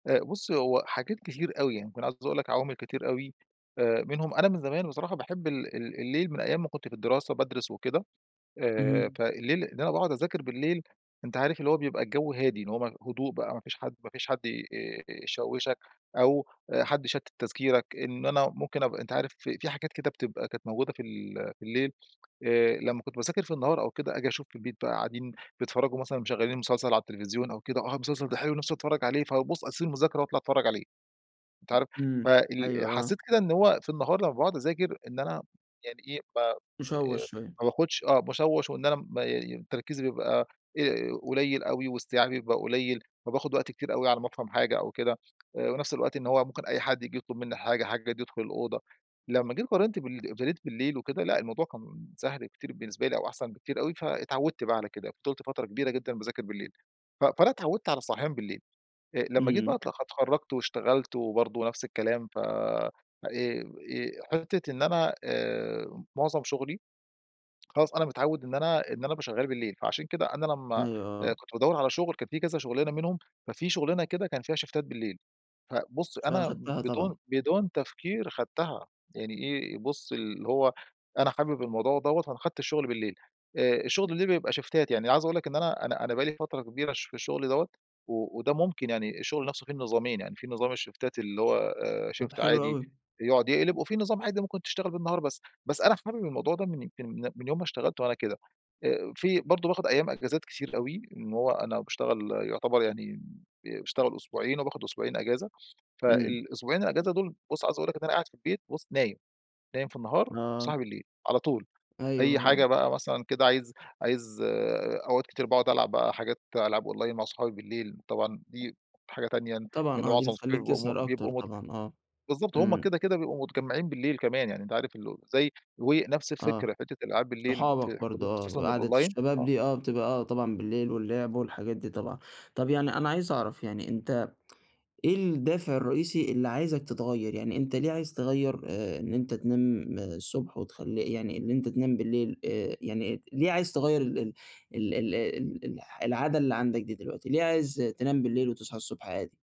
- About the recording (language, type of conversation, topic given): Arabic, advice, ازاي أبدّل عادة وحشة بعادة صحية؟
- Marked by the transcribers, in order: unintelligible speech; in English: "شيفتات"; in English: "شيفتات"; in English: "الشيفتات"; in English: "شُيفت"; in English: "أونلاين"; in English: "الأونلاين"; tsk